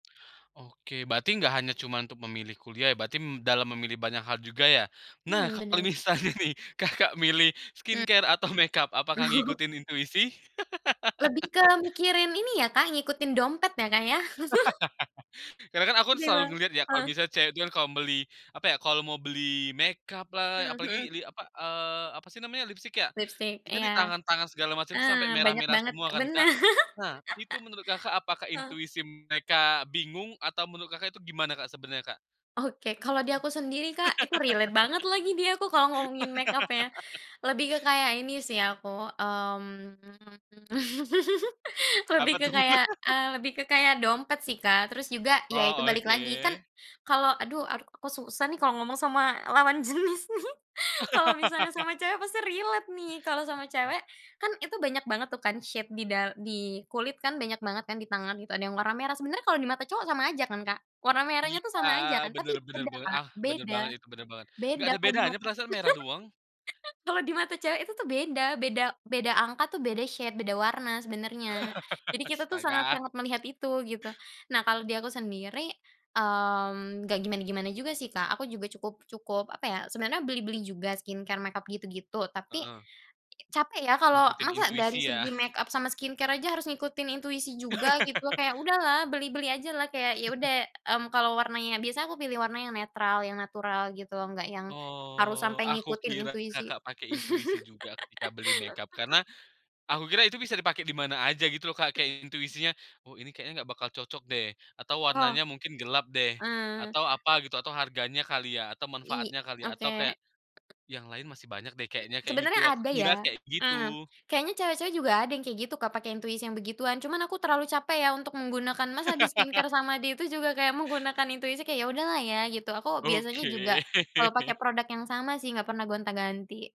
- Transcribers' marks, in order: laughing while speaking: "misalnya"; laughing while speaking: "Kakak"; in English: "skincare"; laughing while speaking: "Oh"; laugh; laugh; laughing while speaking: "bener"; chuckle; laugh; in English: "relate"; laugh; drawn out: "mmm"; laugh; laughing while speaking: "tuh?"; laugh; laughing while speaking: "jenis nih"; laugh; in English: "relate"; in English: "shade"; chuckle; in English: "shade"; laugh; in English: "skincare"; in English: "skin care"; laugh; chuckle; chuckle; other background noise; tapping; in English: "di-skincare"; laugh; chuckle
- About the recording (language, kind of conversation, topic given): Indonesian, podcast, Bagaimana kamu belajar mempercayai intuisi sendiri?